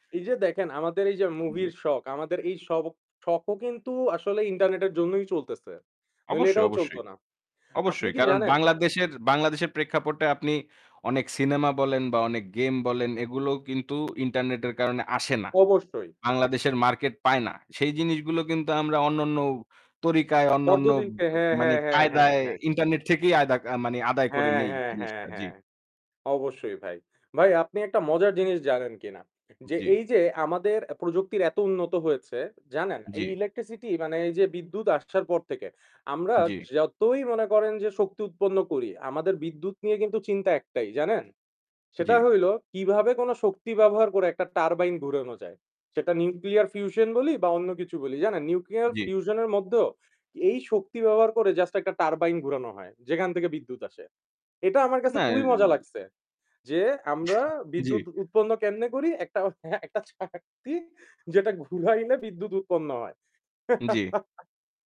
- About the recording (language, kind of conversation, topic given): Bengali, unstructured, ইন্টারনেট ছাড়া জীবন কেমন হতে পারে?
- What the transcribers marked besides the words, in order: static; chuckle; laughing while speaking: "একটা চাকতি যেটা ঘুরাইলে বিদ্যুৎ উৎপন্ন হয়"; chuckle